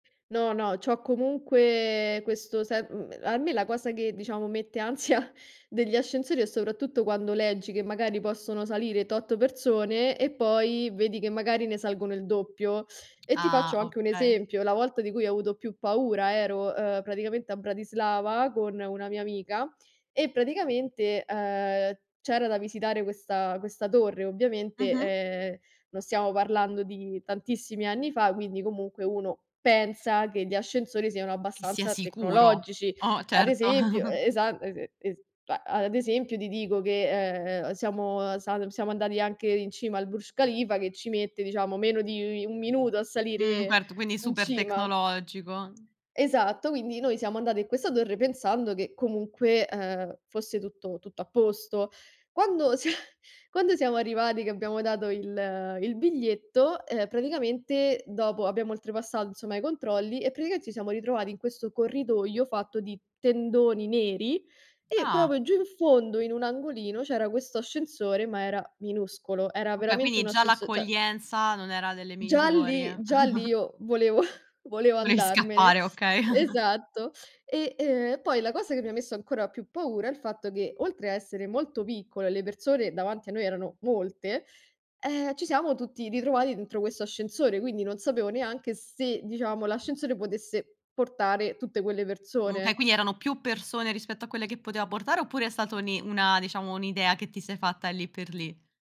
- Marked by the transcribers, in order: laughing while speaking: "ansia"; tapping; chuckle; "certo" said as "querto"; laughing while speaking: "sia"; "oltrepassato" said as "oltrepassà"; "insomma" said as "nzomma"; "proprio" said as "propio"; "Okay" said as "occhè"; chuckle; chuckle
- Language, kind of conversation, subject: Italian, podcast, Qual è una paura che sei riuscito a superare?